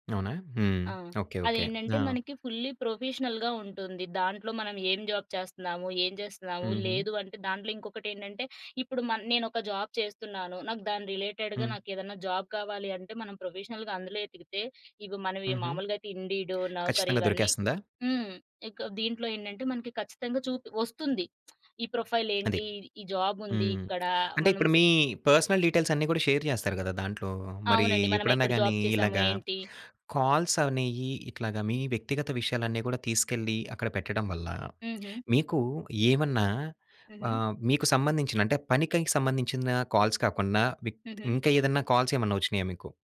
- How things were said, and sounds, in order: in English: "ఫుల్లీ ప్రొఫెషనల్‌గా"; in English: "జాబ్"; in English: "జాబ్"; in English: "రిలేటెడ్‌గా"; in English: "జాబ్"; in English: "ప్రొఫెషనల్‌గా"; in English: "నౌకరీ"; lip smack; in English: "ప్రొఫైల్"; in English: "జాబ్"; in English: "పర్సనల్ డీటెయిల్స్"; in English: "షేర్"; in English: "జాబ్"; in English: "కాల్స్"; in English: "కాల్స్"; in English: "కాల్స్"
- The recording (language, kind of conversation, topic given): Telugu, podcast, సోషల్ మీడియాలో వ్యక్తిగత విషయాలు పంచుకోవడంపై మీ అభిప్రాయం ఏమిటి?